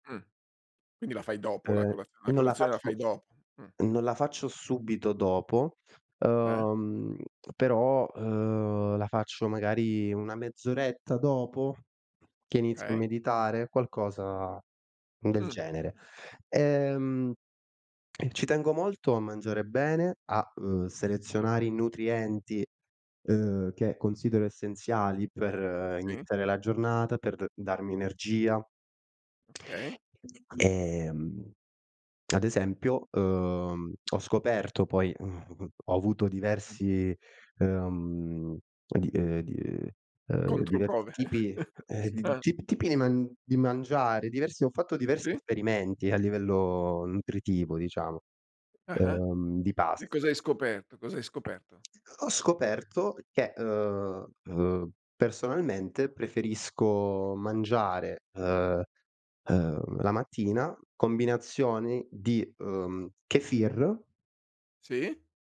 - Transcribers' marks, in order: other background noise; lip smack; chuckle; tapping
- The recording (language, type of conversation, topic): Italian, podcast, Com’è davvero la tua routine mattutina?